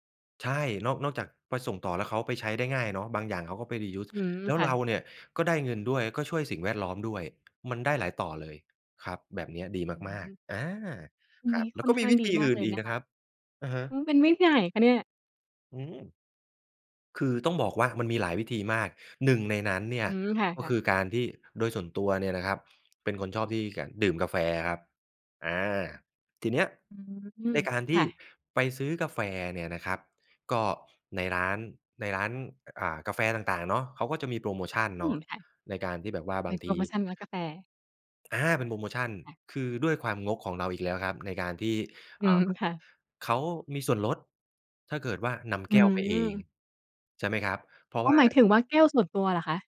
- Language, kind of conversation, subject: Thai, podcast, คุณมีวิธีลดขยะในชีวิตประจำวันยังไงบ้าง?
- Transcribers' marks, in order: joyful: "แล้วก็มีวิธีอื่นอีกนะครับ"; laughing while speaking: "อืม"